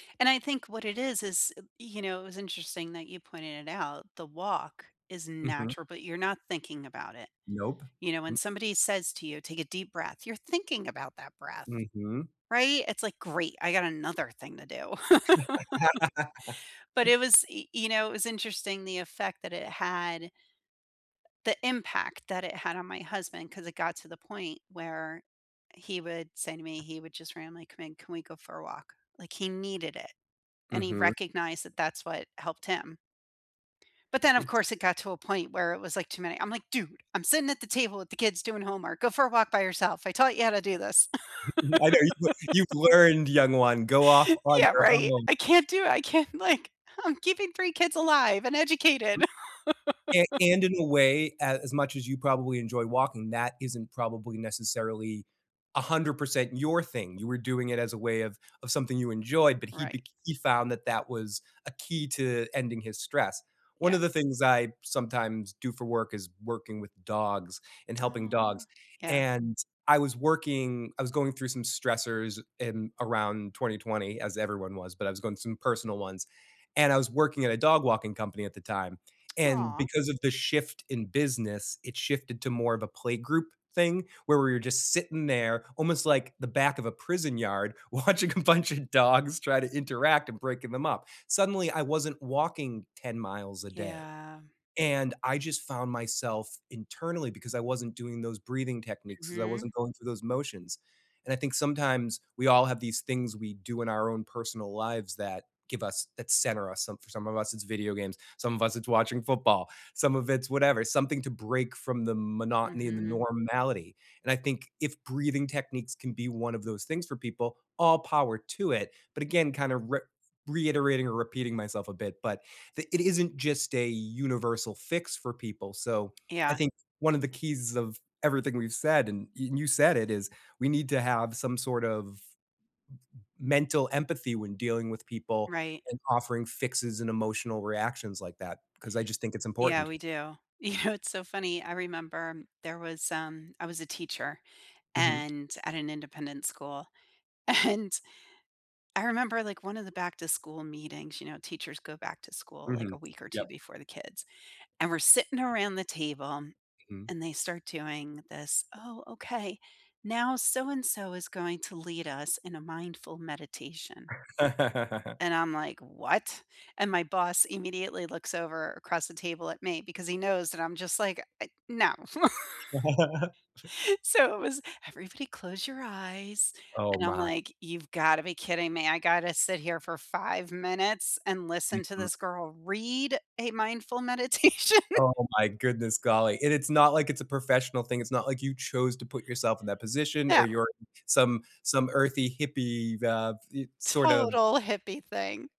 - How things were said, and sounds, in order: laugh; other background noise; tapping; laughing while speaking: "I know you've"; laugh; laugh; laughing while speaking: "watching a bunch of dogs"; laughing while speaking: "You know"; laughing while speaking: "and"; put-on voice: "Oh, okay. Now so-and-so is … a mindful meditation"; laugh; chuckle; laugh; put-on voice: "Everybody close your eyes"; stressed: "read"; laughing while speaking: "meditation?"; laugh
- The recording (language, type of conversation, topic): English, unstructured, How can breathing techniques reduce stress and anxiety?
- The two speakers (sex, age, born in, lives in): female, 50-54, United States, United States; male, 50-54, United States, United States